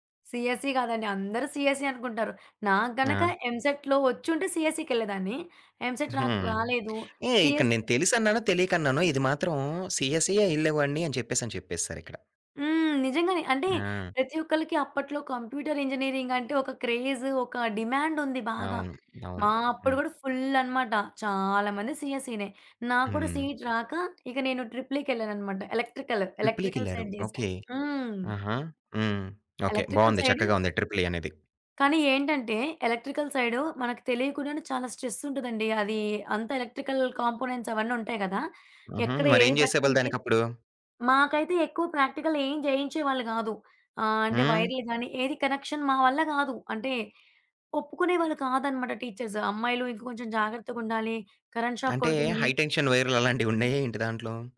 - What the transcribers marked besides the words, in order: in English: "సీఎస్‌సీ"; in English: "సీఎస్‌సీ"; other background noise; in English: "ఎంసెట్‌లో"; background speech; in English: "ఎంసెట్"; in English: "సీఎస్‌సి"; in English: "సీఎస్‌ఈ"; in English: "కంప్యూటర్ ఇంజినీరింగ్"; in English: "క్రేజ్"; in English: "ఫుల్"; in English: "సీఎస్‌సినే"; in English: "సీట్"; in English: "ట్రిపుల్‌ఈకి"; in English: "ఎలక్ట్రికల్, ఎలక్ట్రికల్ సైడ్"; in English: "ఎలక్ట్రికల్ సైడ్"; tapping; in English: "ఎలక్ట్రికల్ సైడ్"; in English: "స్ట్రెస్"; in English: "ఎలక్ట్రికల్ కాంపోనెంట్స్"; in English: "కనెక్షన్"; in English: "టీచర్స్"; in English: "కరెంట్ షాక్"; in English: "హై టెన్షన్"
- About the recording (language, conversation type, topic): Telugu, podcast, బర్నౌట్ వచ్చినప్పుడు మీరు ఏమి చేశారు?